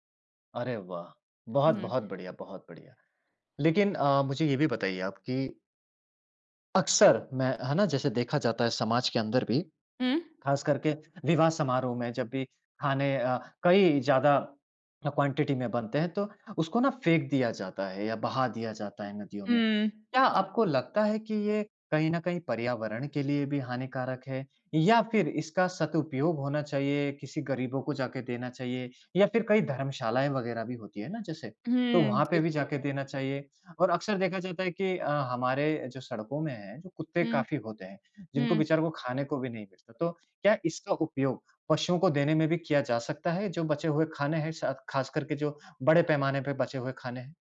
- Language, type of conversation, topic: Hindi, podcast, त्योहारों में बचा हुआ खाना आप आमतौर पर कैसे संभालते हैं?
- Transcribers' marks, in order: in English: "क्वांटिटी"